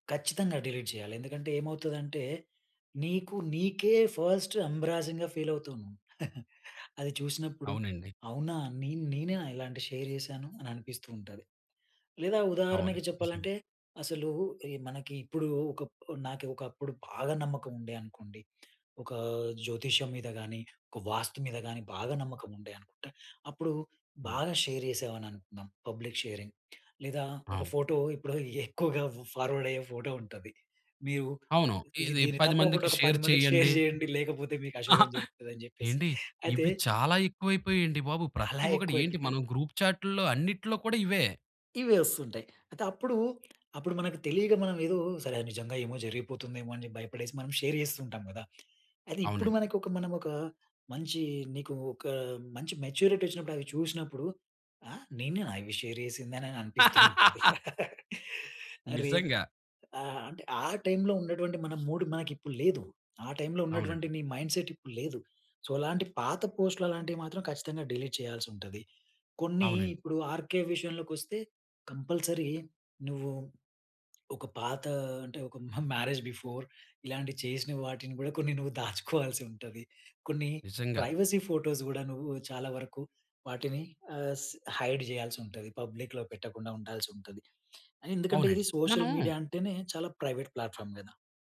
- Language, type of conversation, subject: Telugu, podcast, పాత పోస్టులను తొలగించాలా లేదా దాచివేయాలా అనే విషయంలో మీ అభిప్రాయం ఏమిటి?
- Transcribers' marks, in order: in English: "డిలీట్"; in English: "ఫస్ట్ ఎంబ్రాసింగ్‌గా ఫీల్"; laugh; in English: "షేర్"; in English: "షేర్"; in English: "పబ్లిక్ షేరింగ్"; in English: "ఫోటో"; chuckle; in English: "ఫార్వర్డ్"; in English: "ఫోటో"; chuckle; in English: "షేర్"; in English: "షేర్"; other noise; other background noise; in English: "షేర్"; tapping; in English: "మెచ్యూరిటీ"; in English: "షేర్"; laugh; in English: "మూడ్"; in English: "మైండ్ సెట్"; in English: "సో"; in English: "డిలీట్"; in English: "ఆర్‌కె"; in English: "కంపల్సరీ"; in English: "మహ్ మ్యారేజ్ బిఫోర్"; laughing while speaking: "మహ్ మ్యారేజ్ బిఫోర్"; laughing while speaking: "దాచుకోవాల్సి ఉంటది"; in English: "ప్రైవసీ ఫోటోస్"; in English: "హైడ్"; in English: "పబ్లిక్‌లో"; in English: "సోషల్ మీడియా"; in English: "ప్రైవేట్ ప్లాట్ ఫార్మ్"